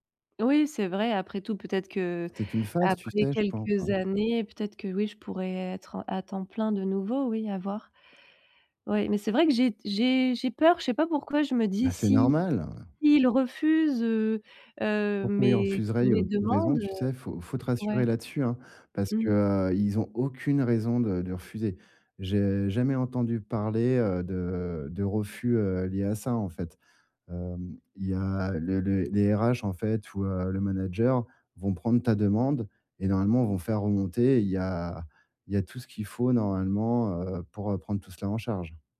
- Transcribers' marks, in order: other background noise; tapping
- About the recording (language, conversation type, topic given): French, advice, Pourquoi hésites-tu à demander un aménagement de poste ?